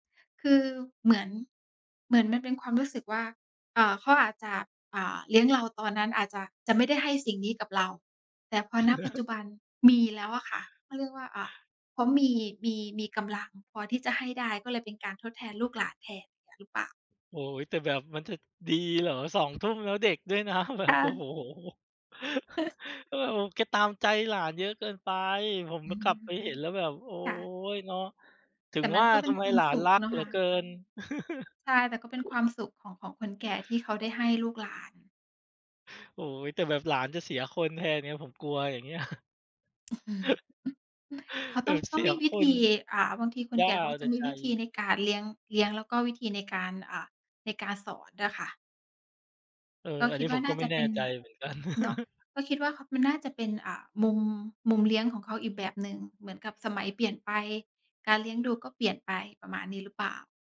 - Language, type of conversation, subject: Thai, unstructured, กิจกรรมแบบไหนที่ช่วยให้คุณรู้สึกผ่อนคลายที่สุด?
- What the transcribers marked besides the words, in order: chuckle; tapping; laughing while speaking: "แบบ โอ้โฮ"; background speech; chuckle; other background noise; chuckle